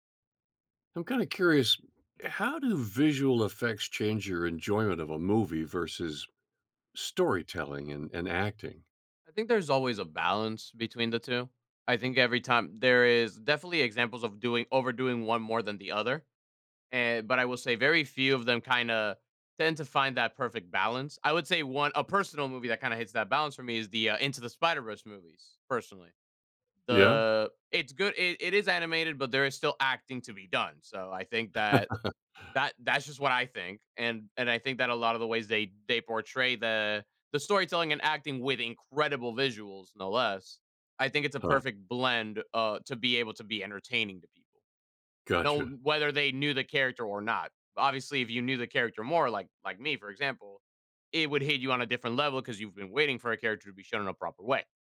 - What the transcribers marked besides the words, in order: laugh
- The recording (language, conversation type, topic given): English, unstructured, How should I weigh visual effects versus storytelling and acting?
- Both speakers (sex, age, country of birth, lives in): male, 20-24, Venezuela, United States; male, 70-74, Canada, United States